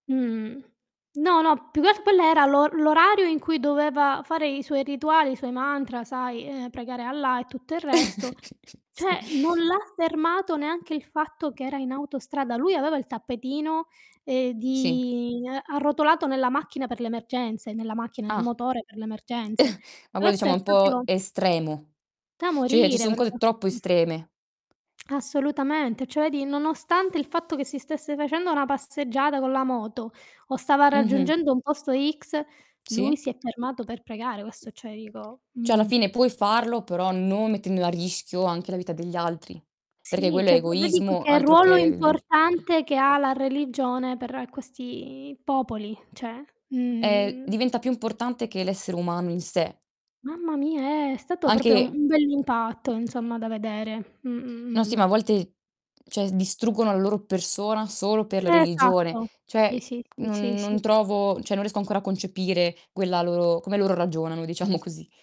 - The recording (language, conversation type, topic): Italian, unstructured, Come pensi che la religione possa unire o dividere le persone?
- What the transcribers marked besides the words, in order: tapping; chuckle; laughing while speaking: "Sì"; other background noise; drawn out: "di"; chuckle; "proprio" said as "propio"; "proprio" said as "propro"; static; distorted speech; "Cioè" said as "ceh"; "cioè" said as "ceh"; "cioè" said as "ceh"; "cioè" said as "ceh"; "proprio" said as "propio"; "cioè" said as "ceh"; "cioè" said as "ceh"; laughing while speaking: "diciamo"